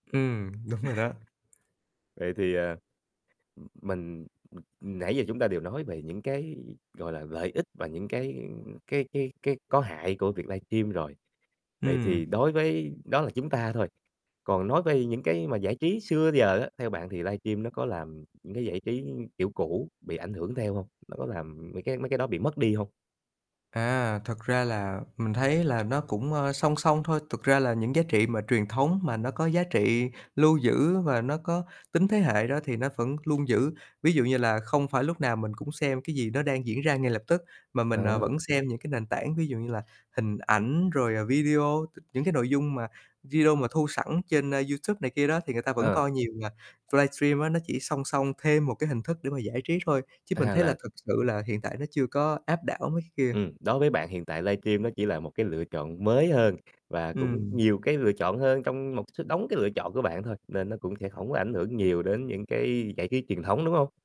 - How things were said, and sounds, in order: tapping; other noise; other background noise
- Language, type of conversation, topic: Vietnamese, podcast, Theo bạn, livestream đã thay đổi cách chúng ta thưởng thức giải trí như thế nào?